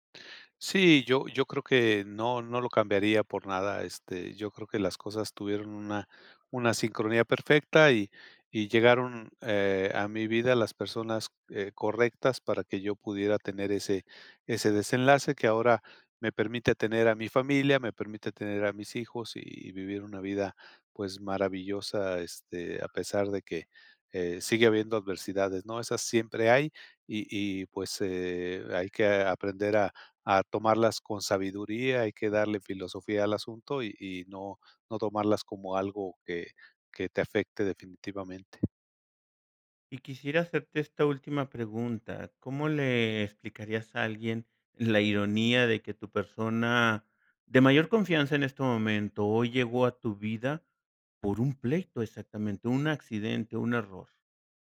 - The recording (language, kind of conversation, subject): Spanish, podcast, ¿Alguna vez un error te llevó a algo mejor?
- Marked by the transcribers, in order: tapping